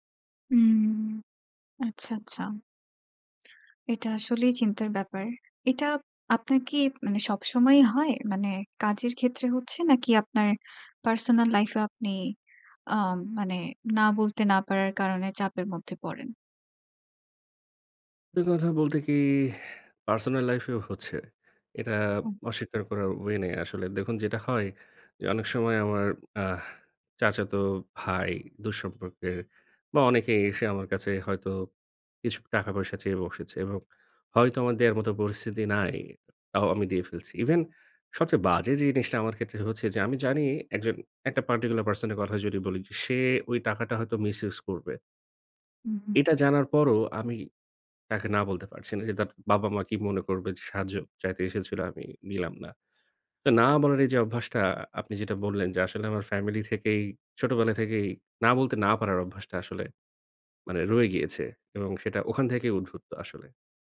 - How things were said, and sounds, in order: none
- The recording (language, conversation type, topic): Bengali, advice, না বলতে না পারার কারণে অতিরিক্ত কাজ নিয়ে আপনার ওপর কি অতিরিক্ত চাপ পড়ছে?
- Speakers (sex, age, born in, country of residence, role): female, 25-29, Bangladesh, Bangladesh, advisor; male, 30-34, Bangladesh, Bangladesh, user